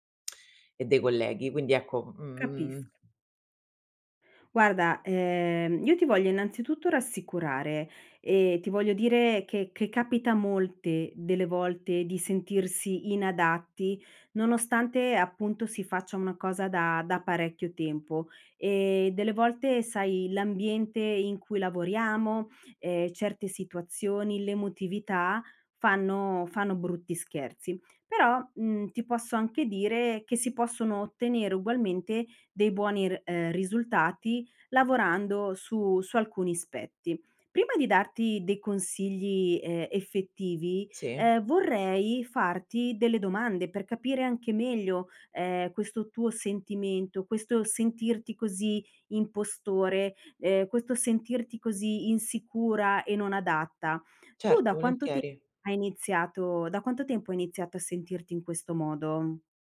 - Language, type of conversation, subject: Italian, advice, Perché mi sento un impostore al lavoro nonostante i risultati concreti?
- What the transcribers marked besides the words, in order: tapping; "aspetti" said as "spetti"